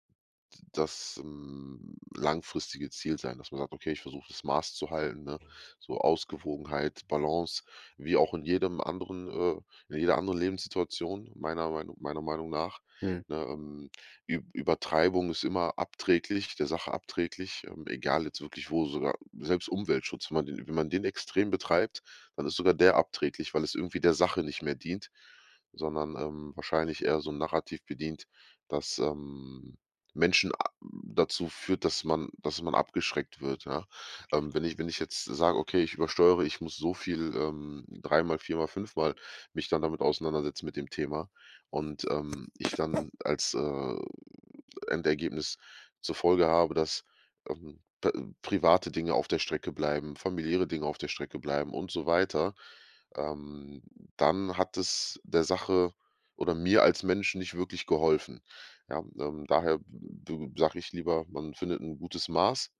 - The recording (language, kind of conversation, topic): German, podcast, Was hilft dir, aus einem Fehler eine Lektion zu machen?
- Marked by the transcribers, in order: other background noise; other noise